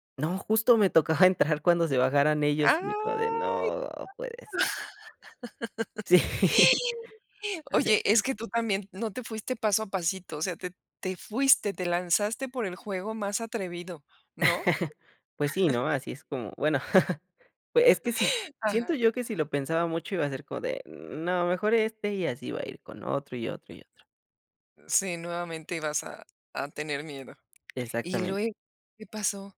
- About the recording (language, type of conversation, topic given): Spanish, podcast, ¿Alguna vez un pequeño riesgo te ha dado una alegría enorme?
- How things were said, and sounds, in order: laugh; laughing while speaking: "Sí"; chuckle; chuckle